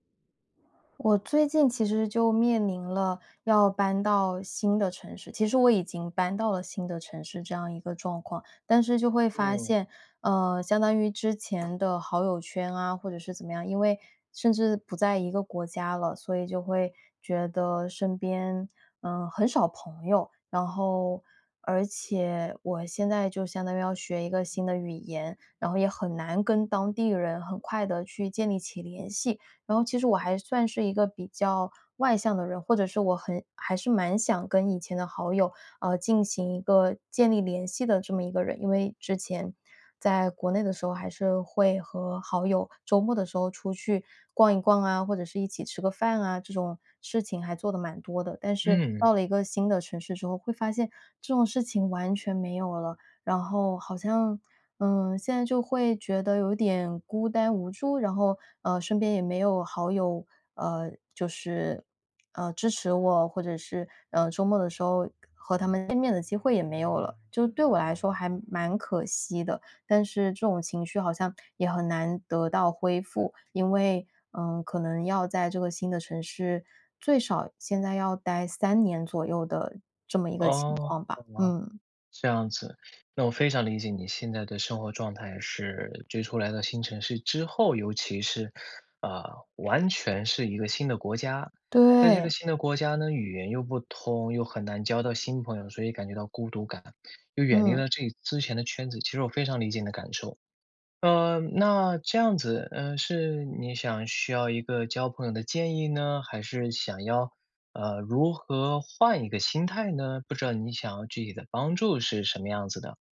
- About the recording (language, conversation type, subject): Chinese, advice, 搬到新城市后我感到孤单无助，该怎么办？
- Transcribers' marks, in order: tapping; other background noise